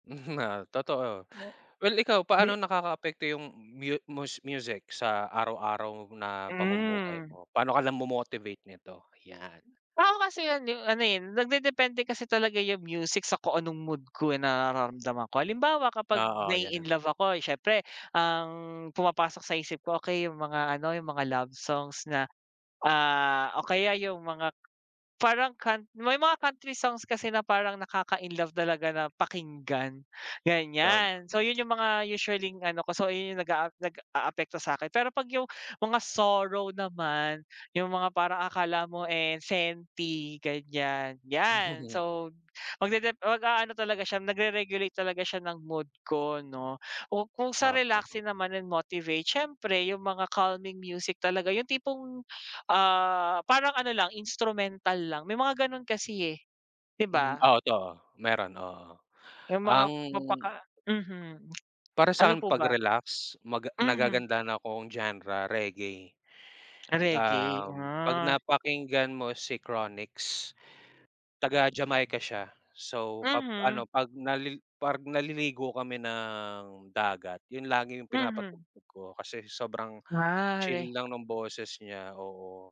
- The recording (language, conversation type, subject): Filipino, unstructured, Anong klaseng musika ang palagi mong pinakikinggan?
- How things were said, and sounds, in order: laughing while speaking: "Oo"; drawn out: "Hmm"; "pag" said as "parg"; drawn out: "ng"